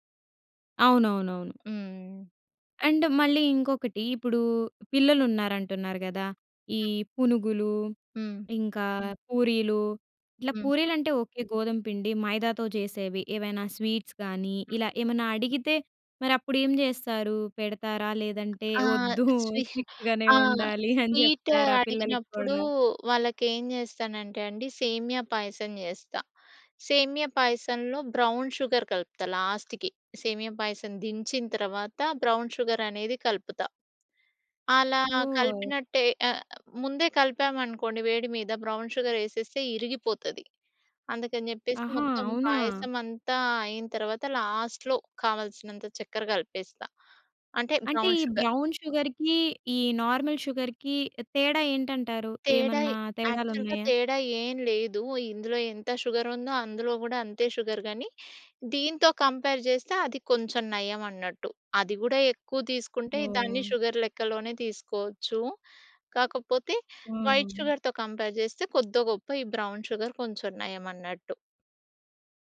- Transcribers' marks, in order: in English: "అండ్"; other noise; other background noise; laughing while speaking: "వద్దు స్ట్రిక్ట్‌గానే ఉండాలి అని చెప్తారా? పిల్లలకి గూడా"; in English: "స్ట్రిక్ట్‌గానే"; giggle; in English: "బ్రౌన్ షుగర్"; in English: "లాస్ట్‌కి"; in English: "బ్రౌన్ షుగర్"; in English: "సో"; in English: "బ్రౌన్ షుగర్"; in English: "లాస్ట్‌లో"; in English: "బ్రౌన్ షుగర్"; in English: "బ్రౌన్ షుగర్‌కి"; in English: "నార్మల్ షుగర్‌కి"; in English: "యాక్చువల్‌గా"; in English: "షుగర్"; in English: "షుగర్"; in English: "కంపేర్"; in English: "షుగర్"; in English: "వైట్ షుగర్‌తో కంపేర్"; in English: "బ్రౌన్ షుగర్"
- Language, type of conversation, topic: Telugu, podcast, సెలబ్రేషన్లలో ఆరోగ్యకరంగా తినడానికి మంచి సూచనలు ఏమేమి ఉన్నాయి?